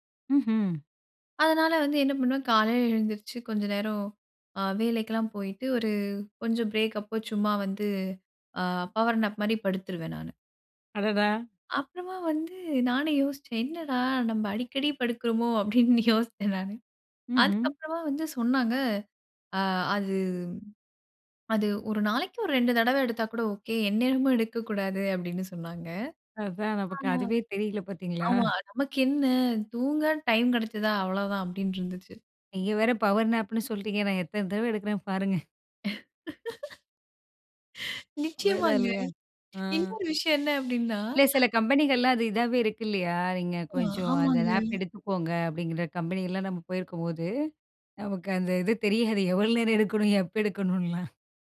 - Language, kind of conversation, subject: Tamil, podcast, சிறிய ஓய்வுத் தூக்கம் (பவர் நாப்) எடுக்க நீங்கள் எந்த முறையைப் பின்பற்றுகிறீர்கள்?
- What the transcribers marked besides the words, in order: in English: "பவர் நாப்"; laughing while speaking: "நம்ம அடிக்கடி படுக்கறோமோ அப்படின்னு யோசிச்சேன் நானு"; chuckle; chuckle; in English: "பவர் நாப்"; laugh; other background noise; other noise; in English: "நாப்"; laughing while speaking: "நமக்கு அந்த இது தெரியாது எவ்வளோ நேரம் எடுக்கணும்? எப்போ எடுக்கணுன்லாம்"